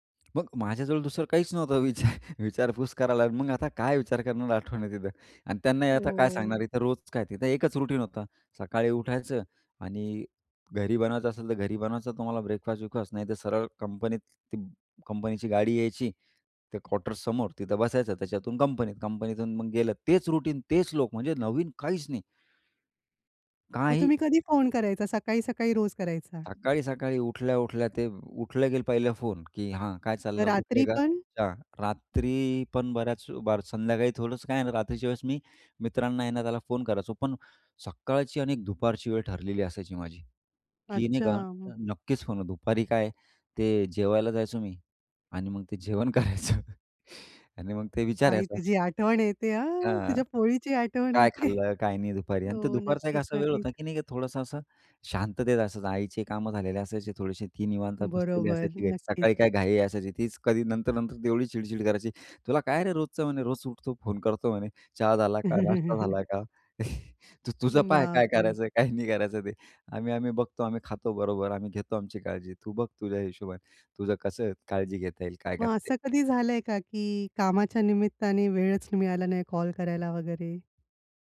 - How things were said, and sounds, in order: laughing while speaking: "विचार"; other background noise; in English: "रूटीन"; tapping; in English: "रूटीन"; background speech; laughing while speaking: "करायचं"; laughing while speaking: "आई तुझी आठवण येते हां! तुझ्या पोळीची आठवण येते"; chuckle; laughing while speaking: "तू तुझं पाहय काय करायचं काय नाही करायचं ते"
- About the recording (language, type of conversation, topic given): Marathi, podcast, लांब राहूनही कुटुंबाशी प्रेम जपण्यासाठी काय कराल?